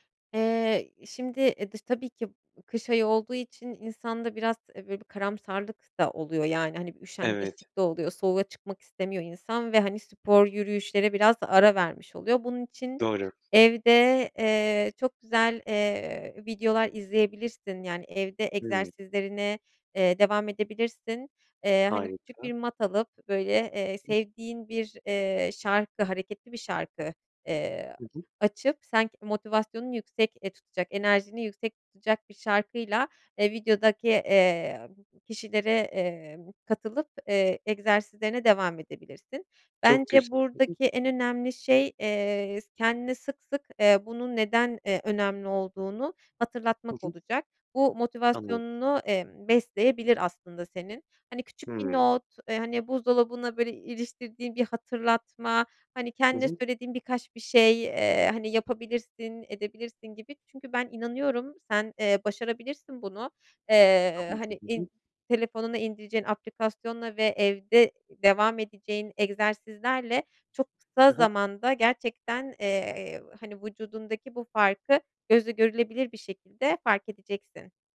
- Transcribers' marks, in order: other noise; other background noise; unintelligible speech; "vücudundaki" said as "vucudundaki"
- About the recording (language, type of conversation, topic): Turkish, advice, Diyete başlayıp motivasyonumu kısa sürede kaybetmemi nasıl önleyebilirim?